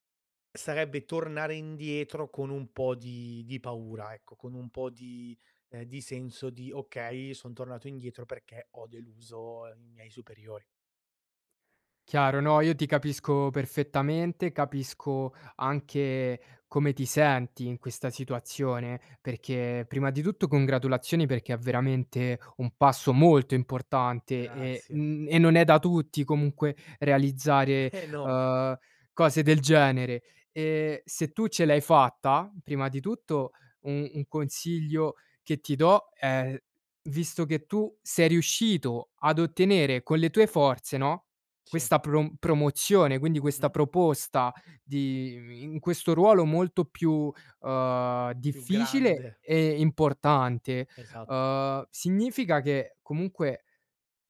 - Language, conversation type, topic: Italian, advice, Come posso affrontare la paura di fallire quando sto per iniziare un nuovo lavoro?
- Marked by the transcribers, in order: chuckle